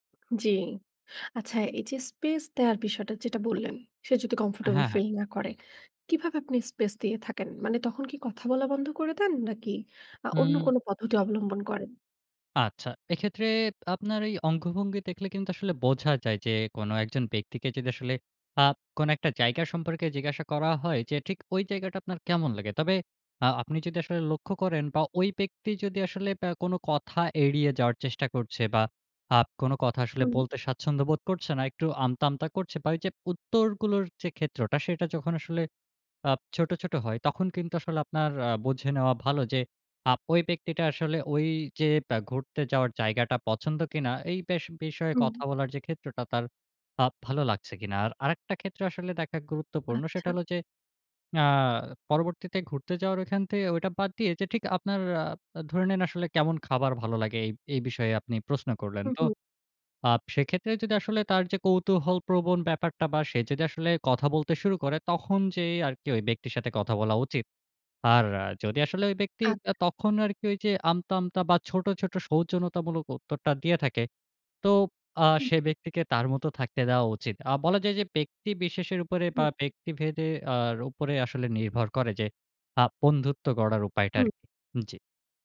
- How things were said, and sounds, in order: none
- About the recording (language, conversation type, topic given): Bengali, podcast, একলা ভ্রমণে সহজে বন্ধুত্ব গড়ার উপায় কী?